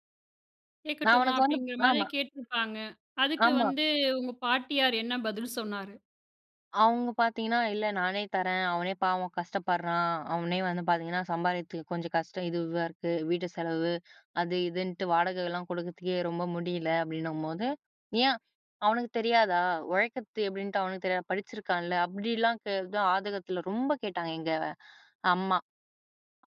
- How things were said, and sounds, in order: other background noise; sad: "இல்ல நானே தரேன், அவனே பாவம் … கொடுக்குறதுக்கே ரொம்ப முடியல"; angry: "ஏன்? அவனுக்கு தெரியாதா? உழைக்கற்த்து எப்படின்ட்டு … கேட்டாங்க எங்க அம்மா"
- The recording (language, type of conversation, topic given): Tamil, podcast, தகவல் பெருக்கம் உங்கள் உறவுகளை பாதிக்கிறதா?